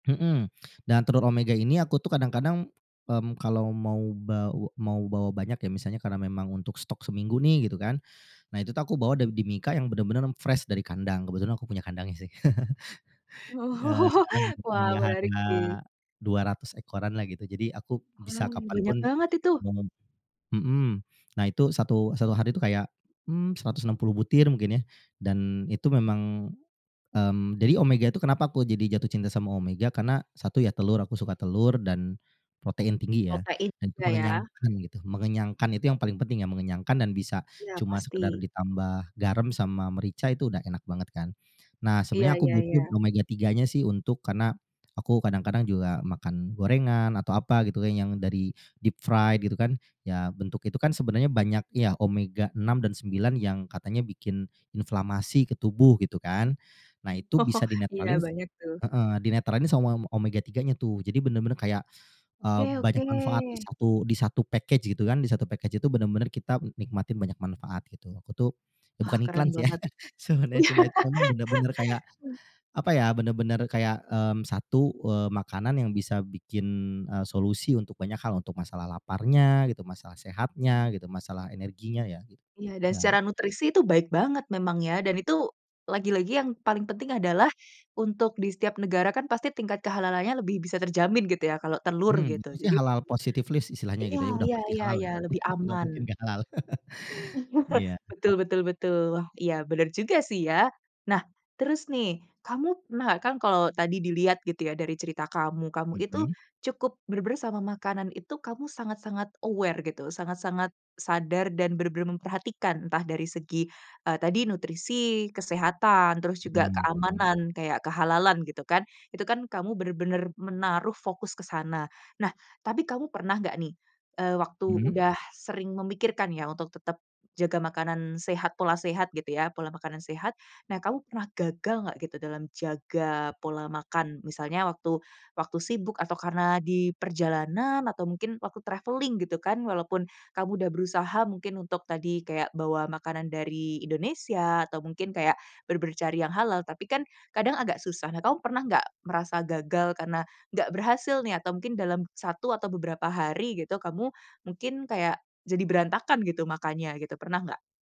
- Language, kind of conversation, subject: Indonesian, podcast, Apa tips kamu untuk tetap makan sehat saat sangat sibuk atau sedang bepergian?
- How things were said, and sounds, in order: in English: "fresh"; laugh; in English: "deep fried"; chuckle; in English: "package"; in English: "package"; chuckle; laugh; tapping; in English: "list"; chuckle; laugh; in English: "aware"; in English: "traveling"